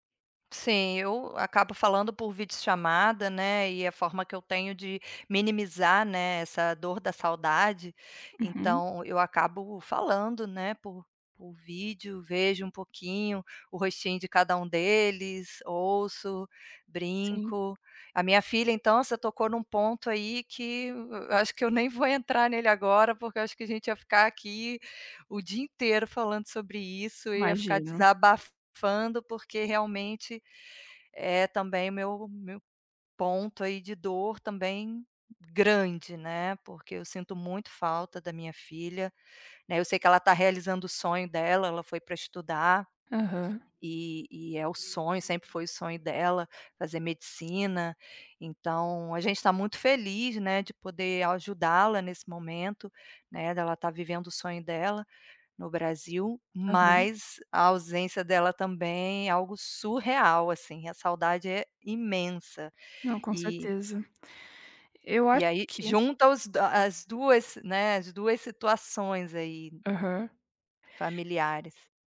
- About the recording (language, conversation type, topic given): Portuguese, advice, Como posso lidar com a saudade do meu ambiente familiar desde que me mudei?
- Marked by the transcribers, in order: tapping; other background noise